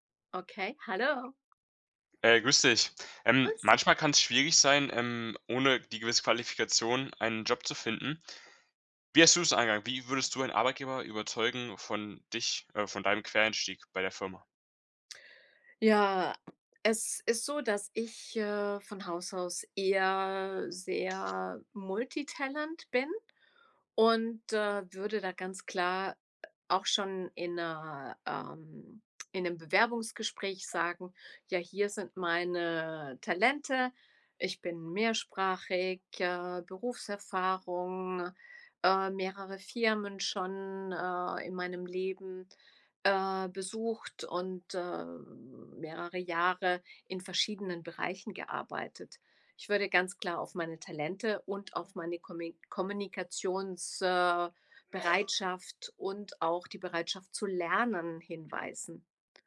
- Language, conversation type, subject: German, podcast, Wie überzeugst du potenzielle Arbeitgeber von deinem Quereinstieg?
- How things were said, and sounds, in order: put-on voice: "multitalent"; other background noise; stressed: "lernen"